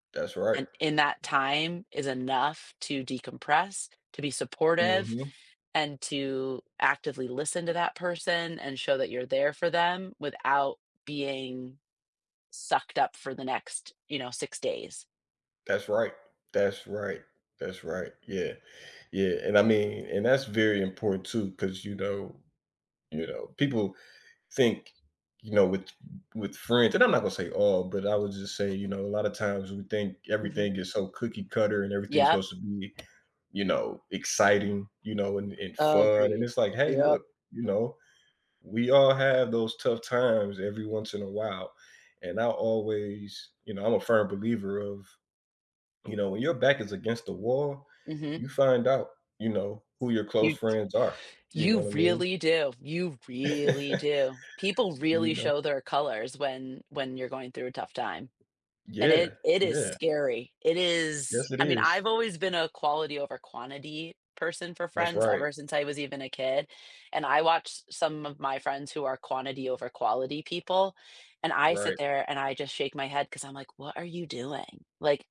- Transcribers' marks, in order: tapping; other background noise; laugh
- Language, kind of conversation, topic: English, unstructured, What are some thoughtful ways to help a friend who is struggling emotionally?
- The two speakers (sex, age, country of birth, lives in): female, 35-39, United States, United States; male, 30-34, United States, United States